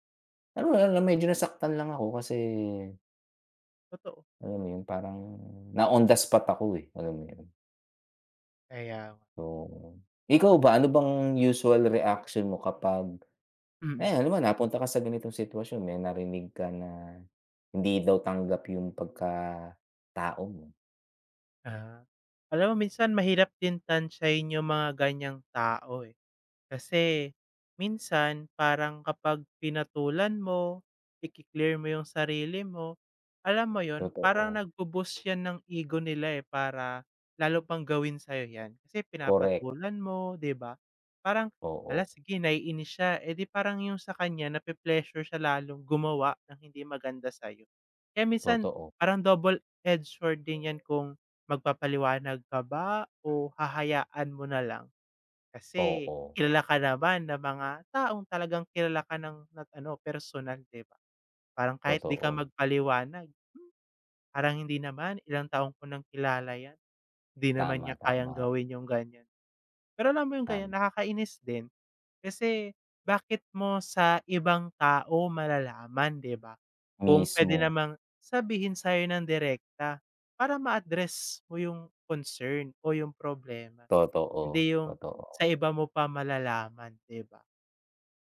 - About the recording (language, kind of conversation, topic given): Filipino, unstructured, Paano mo hinaharap ang mga taong hindi tumatanggap sa iyong pagkatao?
- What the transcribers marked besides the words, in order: other background noise; in English: "double-edged sword"